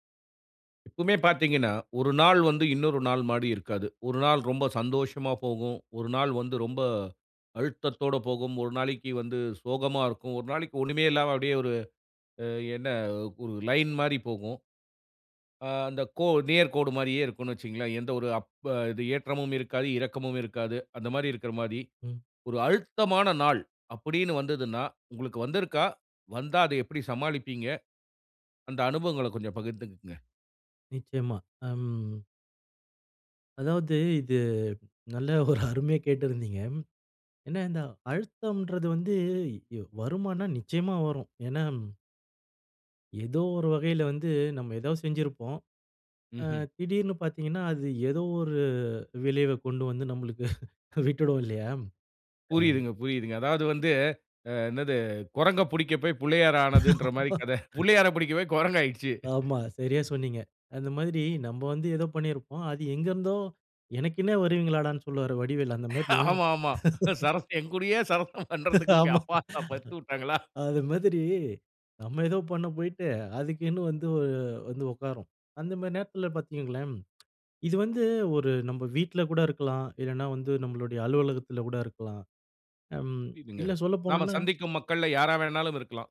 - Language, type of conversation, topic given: Tamil, podcast, அழுத்தம் அதிகமான நாளை நீங்கள் எப்படிச் சமாளிக்கிறீர்கள்?
- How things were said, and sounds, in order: other background noise; "மாரி" said as "மாடி"; in English: "அப்பு"; laughing while speaking: "அருமையா கேட்டிருந்தீங்க"; tapping; drawn out: "ஒரு"; laughing while speaking: "நம்மளுக்கு விட்டுடும் இல்லையா?"; laughing while speaking: "புரியிதுங்க புரியுதுங்க. அதாவது வந்து ஆ … போய் குரங்கு ஆகிடுச்சு"; laugh; laughing while speaking: "ஆமா. சரியா சொன்னீங்க"; laughing while speaking: "ஆமா, ஆமா. சரசோ எங்கூடயே சரசம் பண்றதுக்கு, உங்க அப்பா, ஆத்தா பெத்து வுட்டாங்களா?"; laugh; laughing while speaking: "ஆமா. அது மாதிரி, நம்ம ஏதோ பண்ண போயிட்டு அதுக்குன்னு வந்து வ வந்து உட்காரும்"; other noise